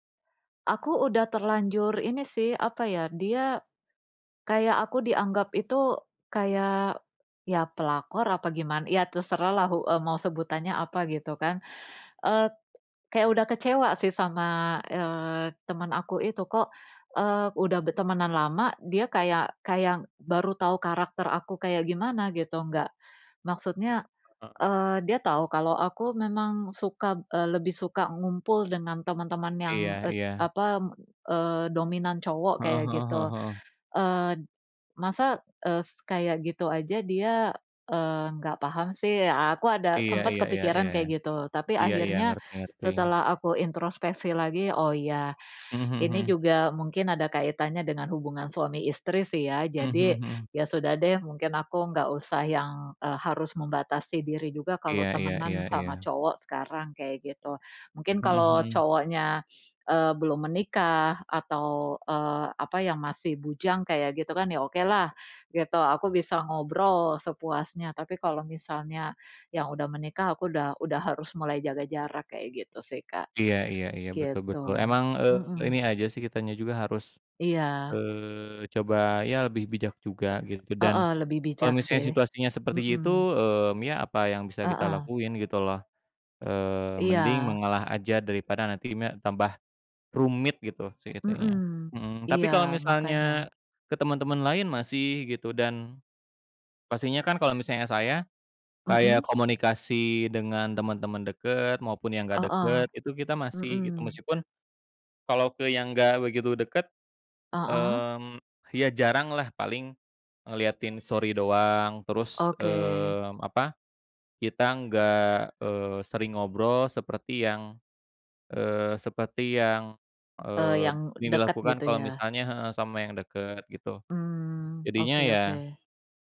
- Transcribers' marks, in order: tapping; "bertemanan" said as "betemanan"; "kayak" said as "kayang"; "introspeksi" said as "introspesi"; other background noise; in English: "story"
- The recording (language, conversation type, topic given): Indonesian, unstructured, Apa yang membuat persahabatan bisa bertahan lama?
- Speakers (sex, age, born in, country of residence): female, 40-44, Indonesia, Indonesia; male, 35-39, Indonesia, Indonesia